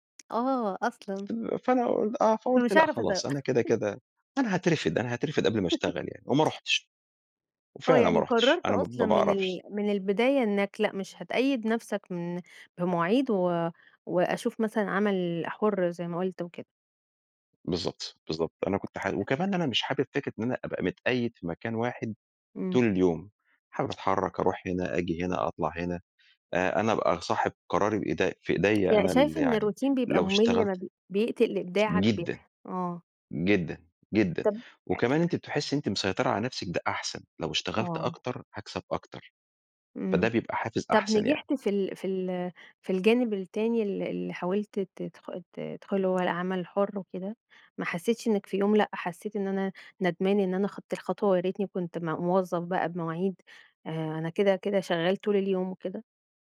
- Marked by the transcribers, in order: tapping; chuckle; laugh; unintelligible speech; other background noise; in English: "الروتين"; unintelligible speech
- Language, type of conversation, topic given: Arabic, podcast, إيه نصيحتك للخريجين الجدد؟